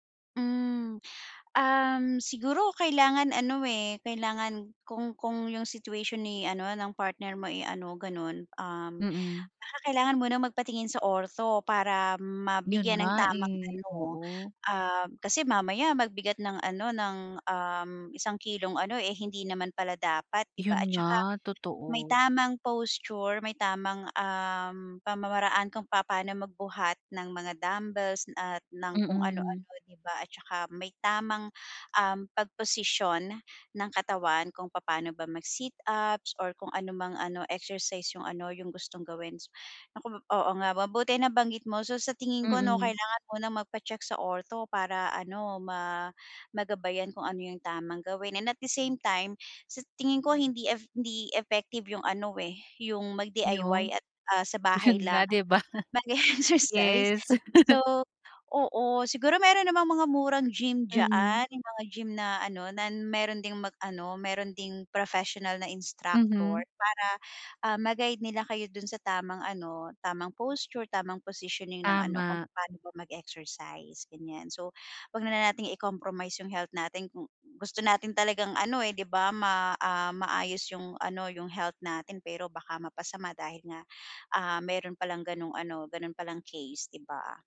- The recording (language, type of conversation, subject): Filipino, advice, Paano ko mababalanse ang ehersisyo at pahinga sa araw-araw?
- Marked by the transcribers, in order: other background noise; laughing while speaking: "mag-e-exercise"; laughing while speaking: "Yun nga, di ba?"; chuckle